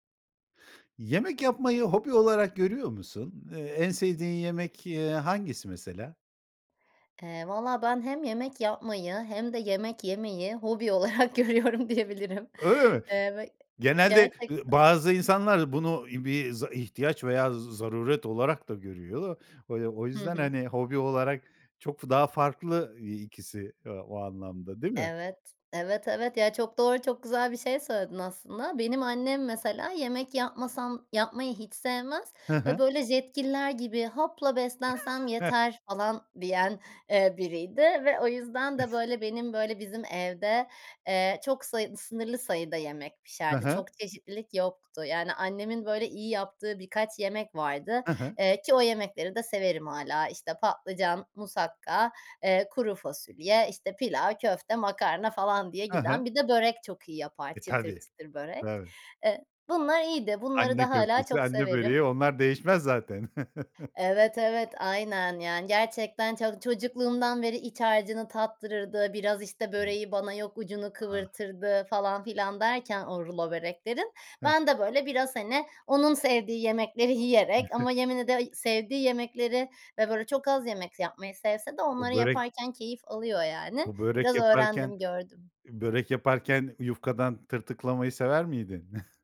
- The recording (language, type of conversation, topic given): Turkish, podcast, Yemek yapmayı bir hobi olarak görüyor musun ve en sevdiğin yemek hangisi?
- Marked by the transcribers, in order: laughing while speaking: "olarak görüyorum diyebilirim"; tapping; chuckle; other background noise; chuckle; chuckle; unintelligible speech; chuckle; chuckle